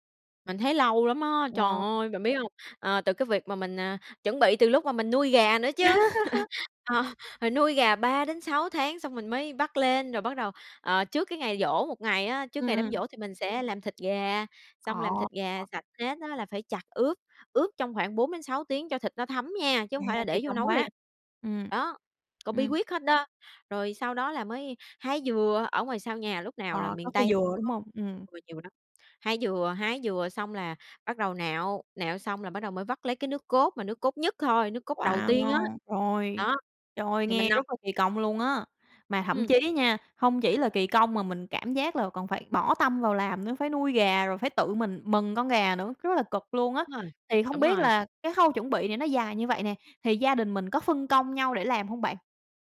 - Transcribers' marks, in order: other background noise; laugh; laughing while speaking: "Ờ"; tapping; unintelligible speech
- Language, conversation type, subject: Vietnamese, podcast, Bạn nhớ món ăn gia truyền nào nhất không?